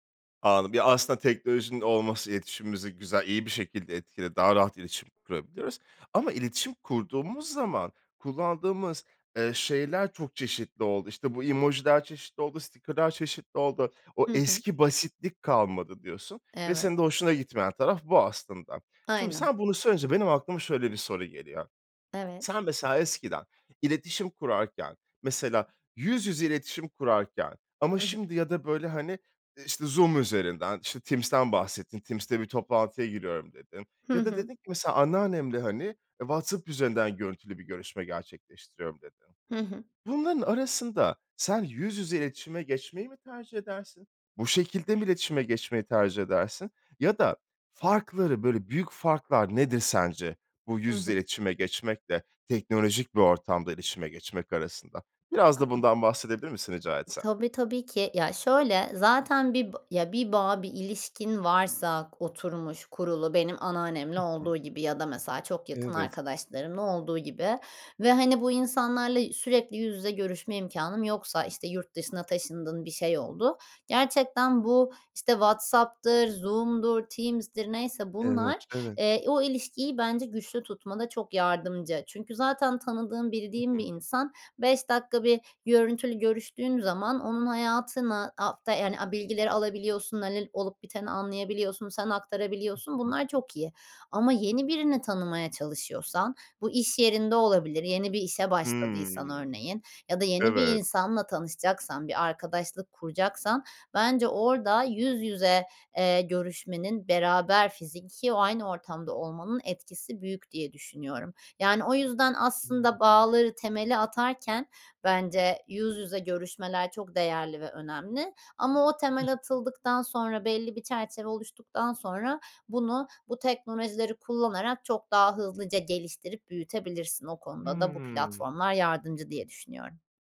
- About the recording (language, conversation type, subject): Turkish, podcast, Teknoloji iletişimimizi nasıl etkiliyor sence?
- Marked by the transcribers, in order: in English: "sticker'lar"; unintelligible speech; tapping; other background noise; drawn out: "Hımm"; unintelligible speech; unintelligible speech; drawn out: "Hımm"